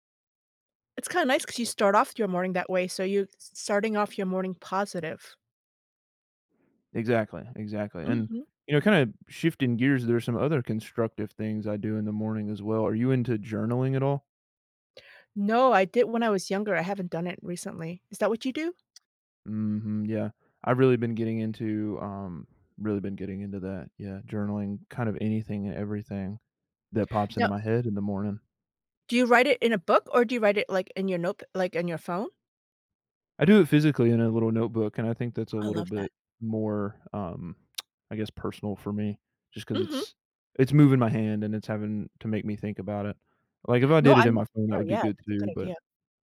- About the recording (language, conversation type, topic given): English, unstructured, What should I do when stress affects my appetite, mood, or energy?
- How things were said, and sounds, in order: tapping; other background noise; tsk